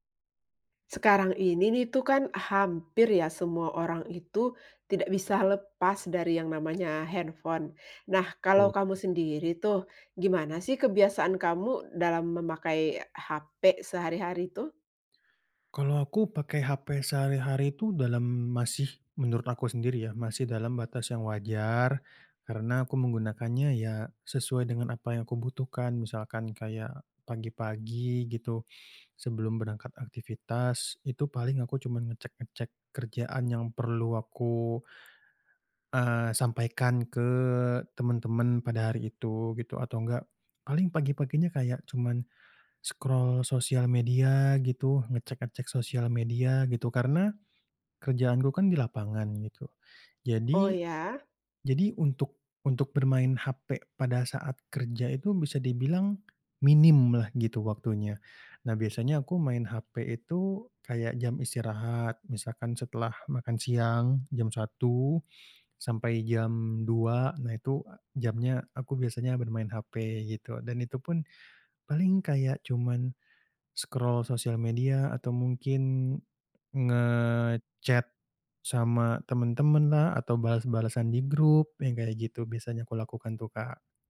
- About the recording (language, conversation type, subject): Indonesian, podcast, Bagaimana kebiasaanmu menggunakan ponsel pintar sehari-hari?
- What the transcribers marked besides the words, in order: tapping; snort; in English: "scroll"; in English: "scroll"; in English: "nge-chat"